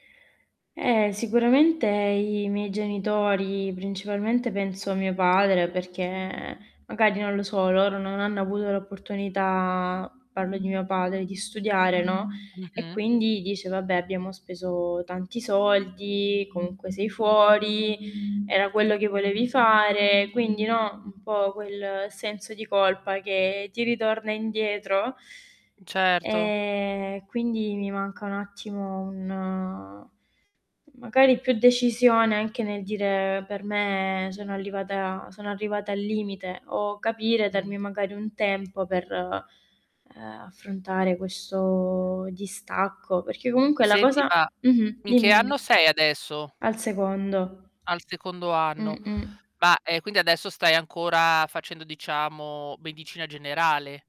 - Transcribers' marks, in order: static; tapping; other background noise; drawn out: "E"; drawn out: "un"; distorted speech
- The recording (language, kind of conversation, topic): Italian, advice, Come vivi il dover spiegare o difendere scelte di vita non tradizionali?